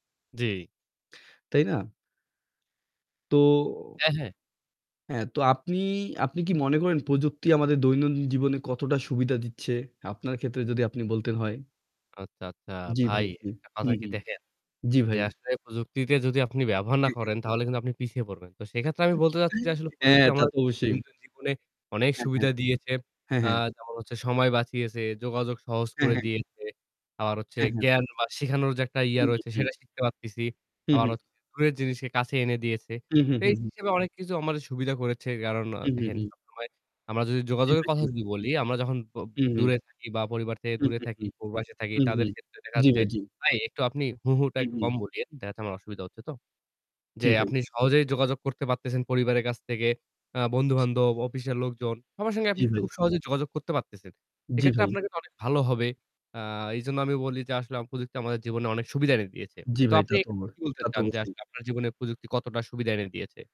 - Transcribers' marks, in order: drawn out: "তো"; static; chuckle; "অফিসের" said as "অপিসের"; other background noise
- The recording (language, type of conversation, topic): Bengali, unstructured, আপনার জীবনে প্রযুক্তি কতটা গুরুত্বপূর্ণ?